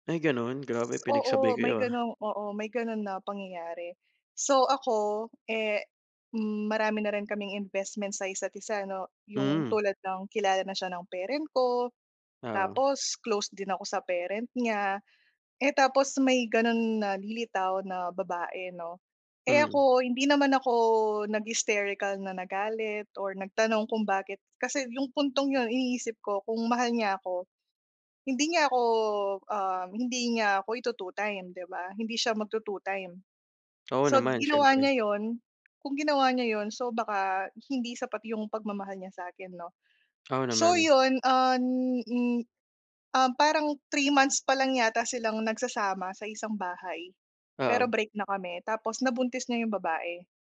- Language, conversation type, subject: Filipino, advice, Paano ko haharapin ang ex ko na gustong maging kaibigan agad pagkatapos ng hiwalayan?
- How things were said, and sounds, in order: in English: "nag-hysterical"; tongue click; tongue click; unintelligible speech